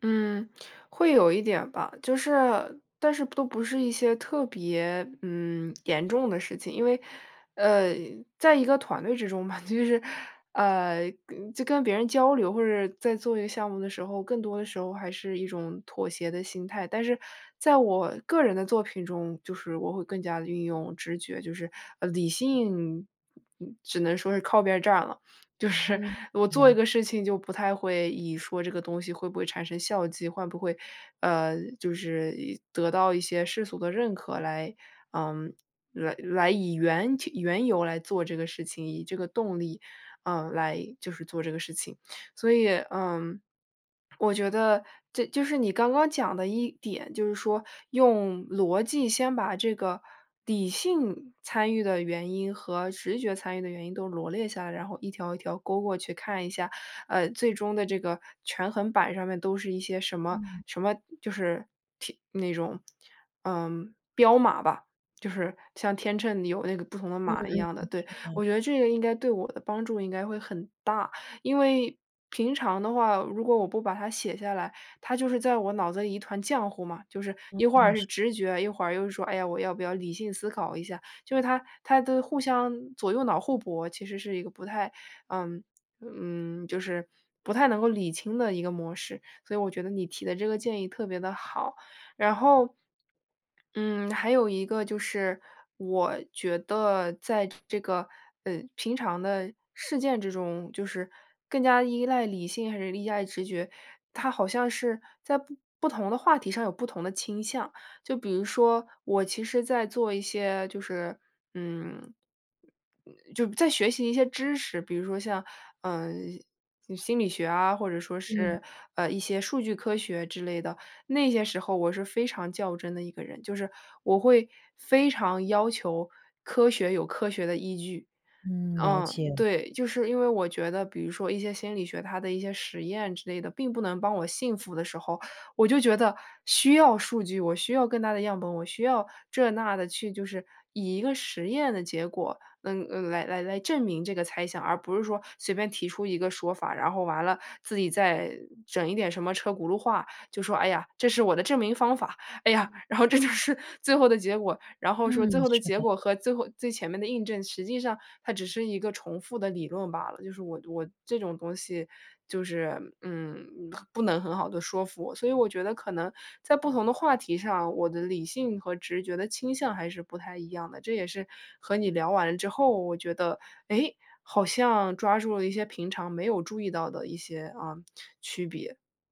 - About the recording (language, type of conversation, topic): Chinese, advice, 我该如何在重要决策中平衡理性与直觉？
- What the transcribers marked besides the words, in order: chuckle; laughing while speaking: "就是"; tapping; laughing while speaking: "就是"; "会" said as "换"; other background noise; laughing while speaking: "这就是"